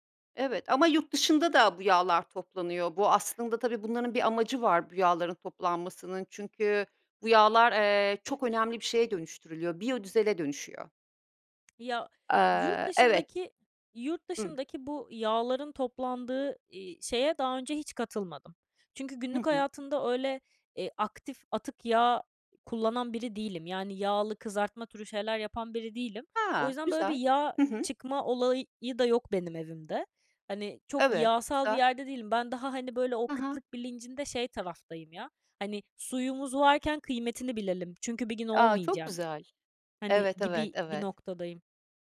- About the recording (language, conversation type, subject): Turkish, podcast, Günlük hayatta atıkları azaltmak için neler yapıyorsun, anlatır mısın?
- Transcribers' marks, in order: tapping